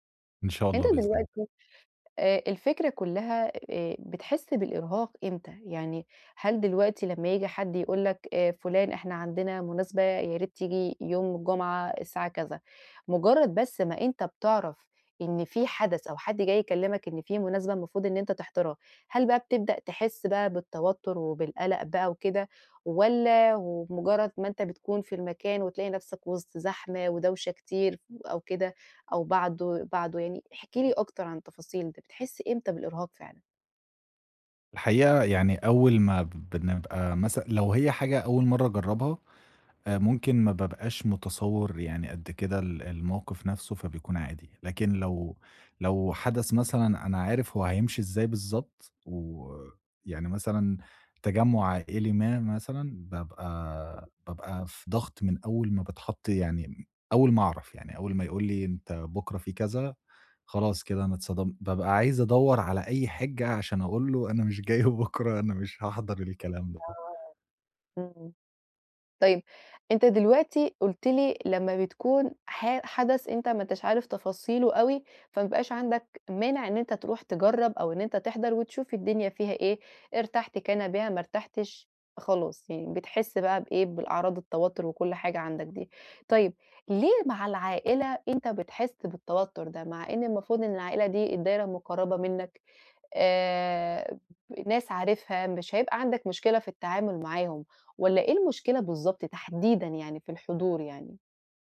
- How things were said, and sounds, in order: other background noise; laughing while speaking: "أنا مش جاي بُكره"; tapping
- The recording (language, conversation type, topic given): Arabic, advice, إزاي أتعامل مع الإحساس بالإرهاق من المناسبات الاجتماعية؟